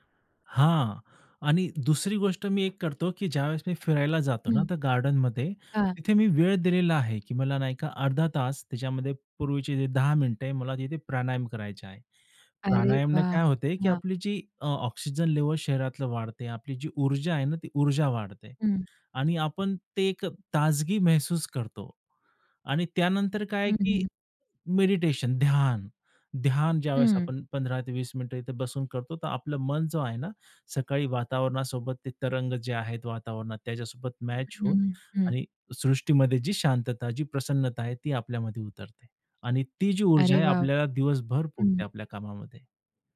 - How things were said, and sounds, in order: tapping; other background noise
- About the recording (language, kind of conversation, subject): Marathi, podcast, रोजच्या चिंतांपासून मनाला मोकळेपणा मिळण्यासाठी तुम्ही काय करता?